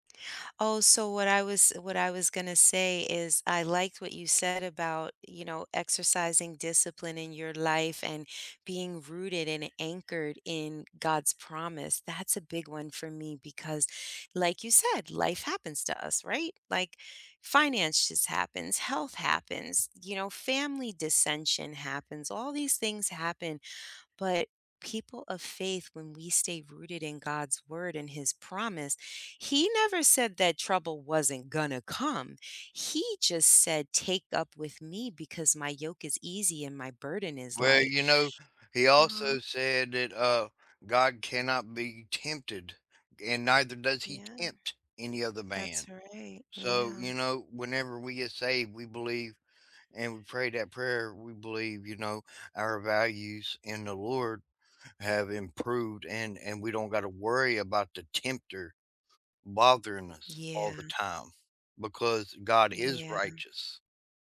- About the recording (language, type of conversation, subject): English, unstructured, When life gets hectic, which core value guides your choices and keeps you grounded?
- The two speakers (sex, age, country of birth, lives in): female, 50-54, United States, United States; male, 40-44, United States, United States
- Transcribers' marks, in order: other background noise